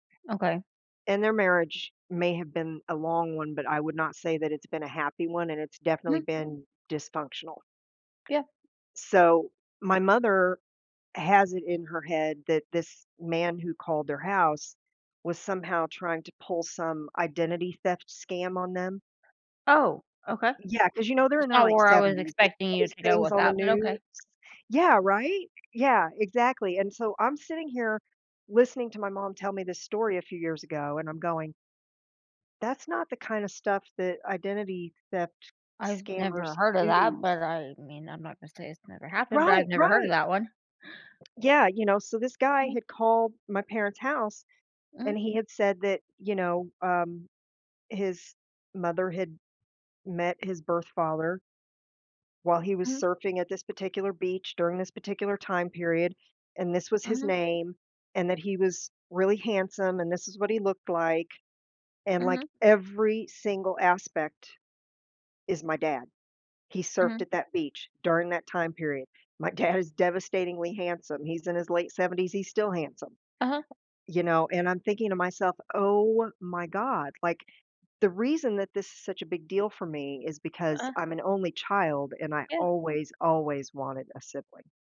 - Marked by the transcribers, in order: other background noise; tapping; laughing while speaking: "dad"
- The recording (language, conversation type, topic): English, advice, How can I forgive someone who hurt me?
- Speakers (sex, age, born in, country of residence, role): female, 30-34, United States, United States, advisor; female, 55-59, United States, United States, user